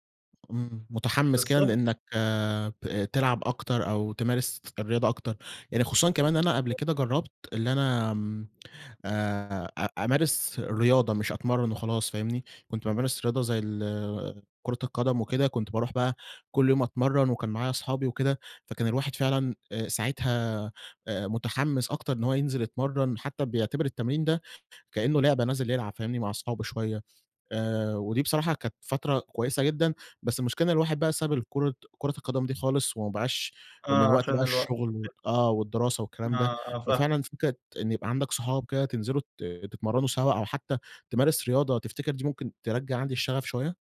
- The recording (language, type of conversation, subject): Arabic, advice, إزاي أقدر أحط أهداف لياقة واقعية وألتزم بيها؟
- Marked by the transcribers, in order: unintelligible speech; other background noise